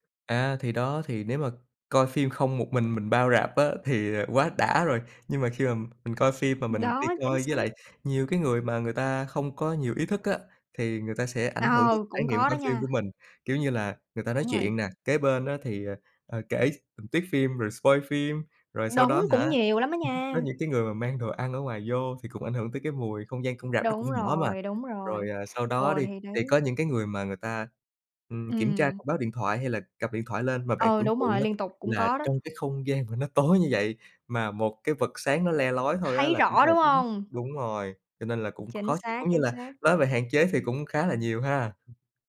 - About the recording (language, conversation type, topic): Vietnamese, podcast, Bạn mô tả cảm giác xem phim ở rạp khác với xem phim ở nhà như thế nào?
- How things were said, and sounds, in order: laughing while speaking: "thì"; in English: "spoil"; other background noise; tapping; laughing while speaking: "mà"; unintelligible speech